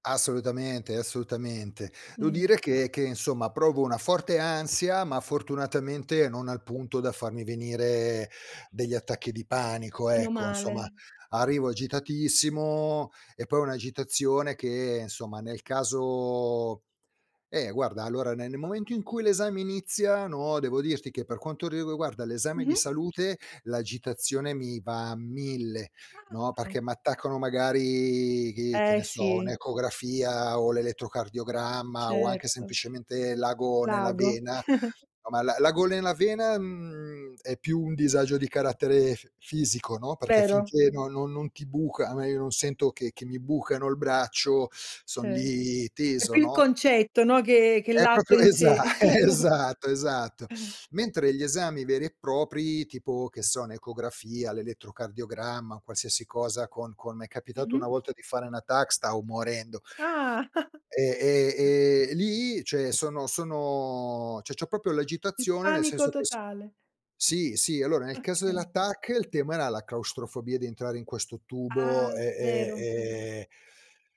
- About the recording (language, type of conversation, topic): Italian, podcast, Come gestisci l'ansia prima di un esame?
- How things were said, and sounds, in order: other background noise; "riguarda" said as "riguguarda"; chuckle; "proprio" said as "propio"; laughing while speaking: "esa esatto"; chuckle; chuckle; "proprio" said as "propio"